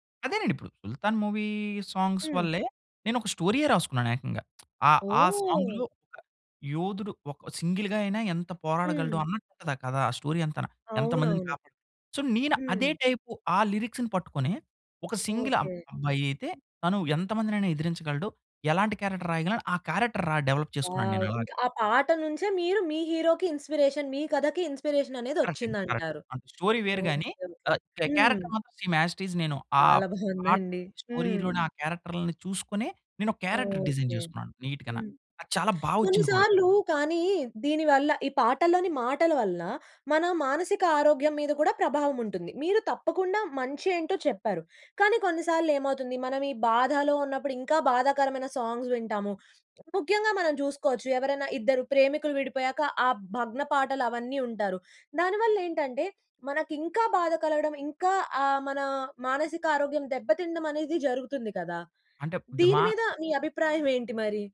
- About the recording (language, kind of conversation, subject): Telugu, podcast, పాటల మాటలు మీకు ఎంతగా ప్రభావం చూపిస్తాయి?
- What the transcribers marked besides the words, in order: in English: "మూవీ సాంగ్స్"; lip smack; in English: "సాంగ్‌లో"; in English: "సింగిల్‌గా"; "అన్నట్టుంటదా" said as "అన్నట్టుదా"; in English: "స్టోరీ"; in English: "సో"; in English: "లిరిక్స్‌ని"; in English: "సింగిల్"; other background noise; in English: "క్యారెక్టర్"; in English: "క్యారెక్టర్"; in English: "డెవలప్"; in English: "వావ్"; in English: "హీరోకి ఇన్‌స్పిరేషన్"; in English: "ఇన్‌స్పిరేషన్"; in English: "కరెక్ట్"; in English: "కరెక్ట్"; in English: "స్టోరీ"; in English: "సేమ్, యాజ్ ఇట్ ఈజ్"; in English: "స్టోరీ‌లోని"; giggle; in English: "క్యారెక్టర్ డిజైన్"; in English: "నీట్‌గన"; in English: "సాంగ్స్"; tapping